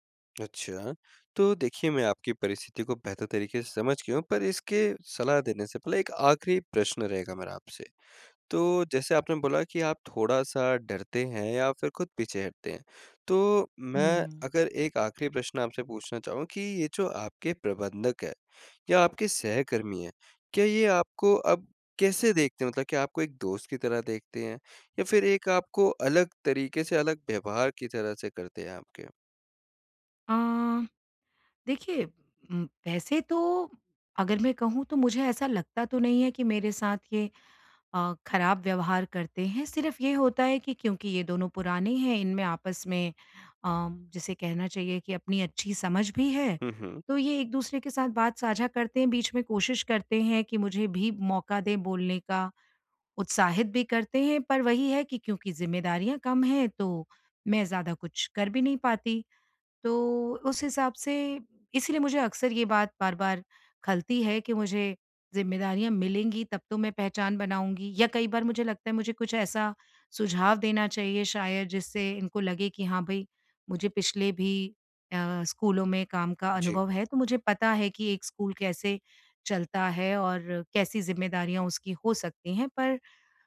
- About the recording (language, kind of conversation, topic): Hindi, advice, मैं सहकर्मियों और प्रबंधकों के सामने अधिक प्रभावी कैसे दिखूँ?
- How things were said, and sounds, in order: tapping